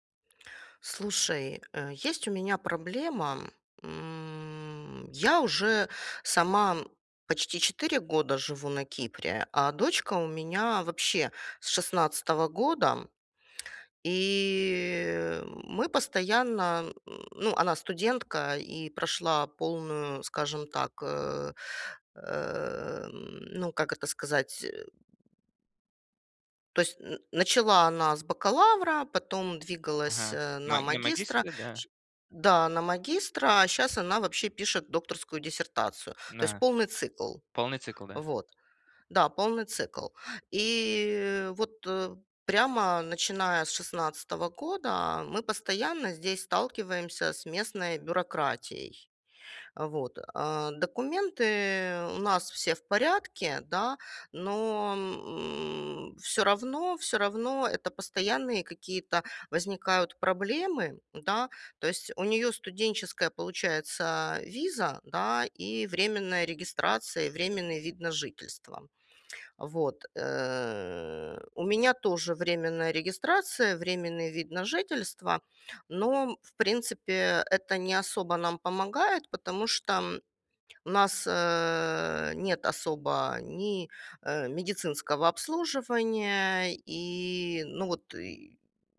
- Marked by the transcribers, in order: tapping; grunt
- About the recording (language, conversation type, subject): Russian, advice, С чего начать, чтобы разобраться с местными бюрократическими процедурами при переезде, и какие документы для этого нужны?